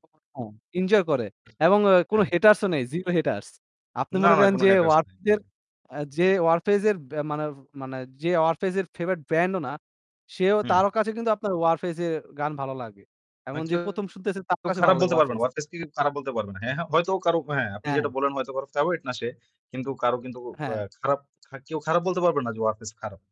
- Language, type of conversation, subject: Bengali, unstructured, আপনার প্রিয় গানের ধরন কী, এবং আপনি সেটি কেন পছন্দ করেন?
- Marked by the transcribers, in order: unintelligible speech; other background noise; unintelligible speech; "Warfaze" said as "অয়ারফ"; static; distorted speech